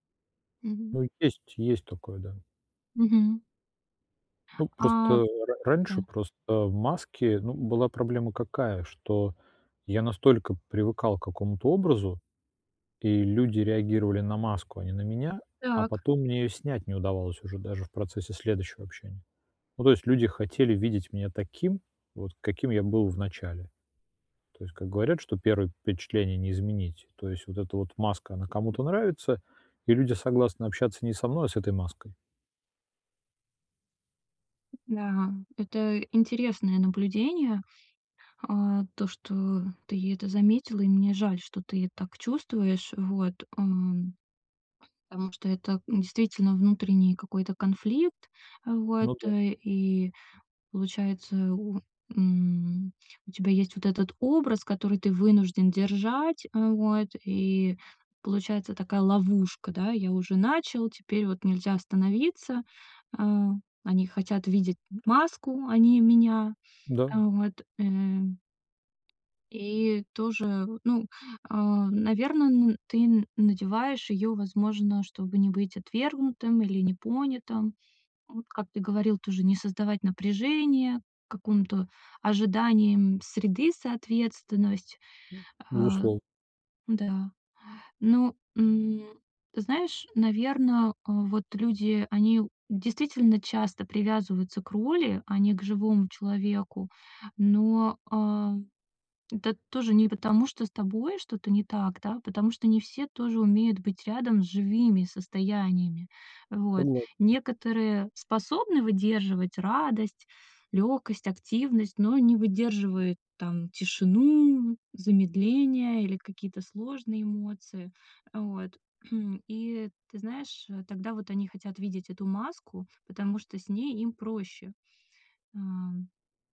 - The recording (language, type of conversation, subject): Russian, advice, Как перестать бояться быть собой на вечеринках среди друзей?
- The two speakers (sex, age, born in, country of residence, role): female, 30-34, Russia, Estonia, advisor; male, 45-49, Russia, Italy, user
- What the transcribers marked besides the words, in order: other background noise; tapping; throat clearing